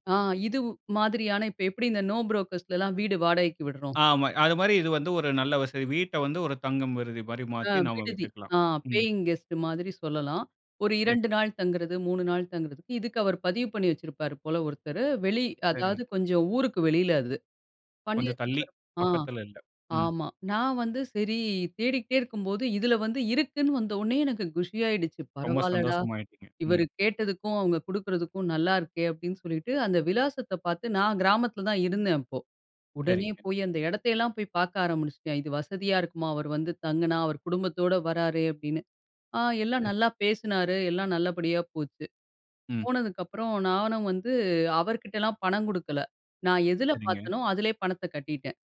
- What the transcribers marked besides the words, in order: in English: "நோ புரோக்கர்ஸ்லல்லாம்"; "விடுதி" said as "விருதி"; in English: "பேயிங் கெஸ்ட்"; "ஆரம்பிச்சுட்டேன்" said as "ஆரம்பினுச்சுட்டேன்"
- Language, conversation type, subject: Tamil, podcast, ஹோட்டல் முன்பதிவுக்காக கட்டிய பணம் வங்கியில் இருந்து கழிந்தும் முன்பதிவு உறுதியாகாமல் போய்விட்டதா? அதை நீங்கள் எப்படி சமாளித்தீர்கள்?